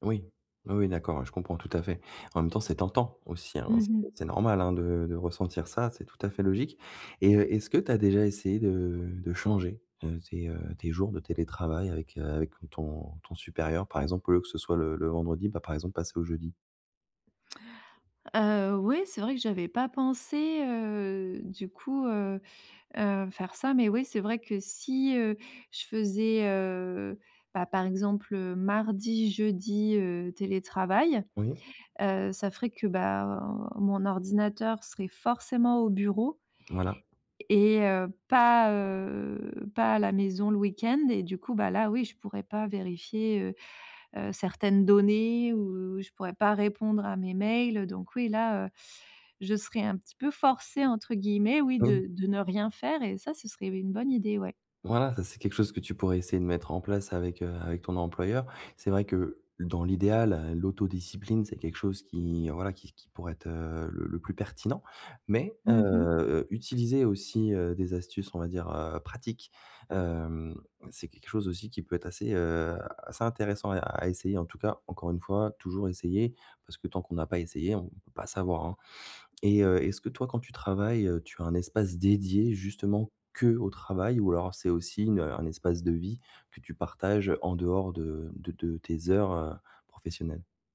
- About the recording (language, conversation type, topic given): French, advice, Comment puis-je mieux séparer mon travail de ma vie personnelle ?
- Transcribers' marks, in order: stressed: "tentant"; other background noise; drawn out: "heu"; drawn out: "heu"; drawn out: "bah"; stressed: "pas"; drawn out: "heu"; drawn out: "ou"; stressed: "forcée"; unintelligible speech; drawn out: "heu"; drawn out: "Hem"; drawn out: "heu"; stressed: "que"